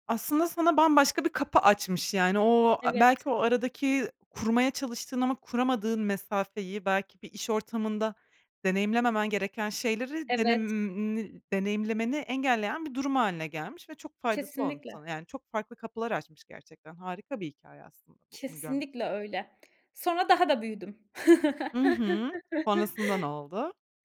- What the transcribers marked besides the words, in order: chuckle
- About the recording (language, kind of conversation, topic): Turkish, podcast, Güne enerjik başlamak için neler yapıyorsun?